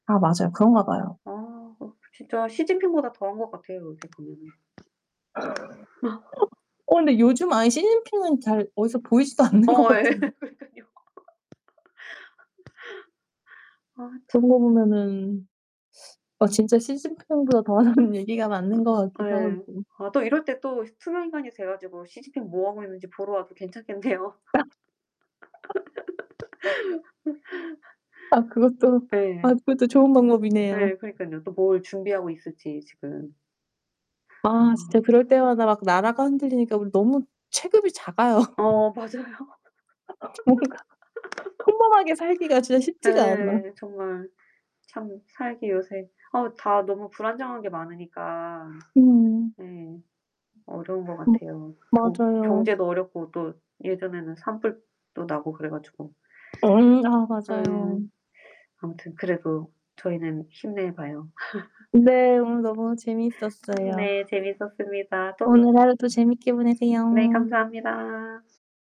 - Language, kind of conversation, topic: Korean, unstructured, 만약 우리가 투명 인간이 된다면 어떤 장난을 치고 싶으신가요?
- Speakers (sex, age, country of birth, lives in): female, 35-39, South Korea, South Korea; female, 40-44, South Korea, United States
- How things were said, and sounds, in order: tapping; laugh; other background noise; laugh; laughing while speaking: "않는 것 같은데"; distorted speech; laughing while speaking: "예. 그러니까요"; laugh; laughing while speaking: "더 하다는"; laugh; laughing while speaking: "괜찮겠네요"; laugh; laughing while speaking: "작아요"; laughing while speaking: "맞아요"; laugh; laughing while speaking: "뭔가"; laugh; laugh